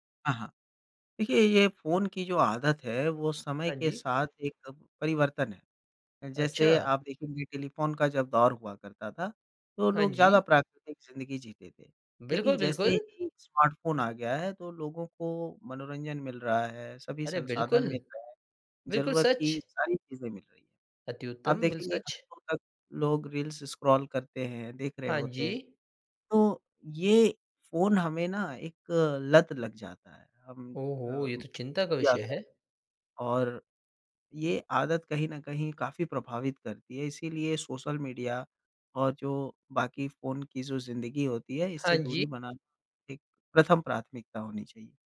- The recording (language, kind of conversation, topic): Hindi, podcast, सुबह की आदतों ने तुम्हारी ज़िंदगी कैसे बदली है?
- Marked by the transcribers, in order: in English: "रील्स स्क्रॉल"